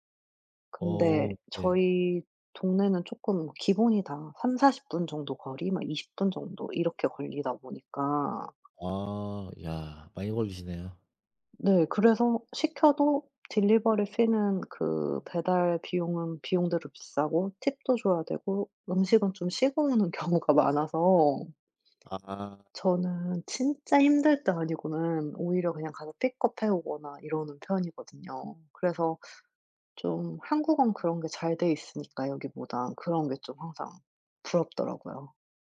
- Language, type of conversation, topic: Korean, unstructured, 음식 배달 서비스를 너무 자주 이용하는 것은 문제가 될까요?
- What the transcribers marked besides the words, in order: other background noise; tapping; put-on voice: "fee는"; in English: "fee는"; laughing while speaking: "경우가"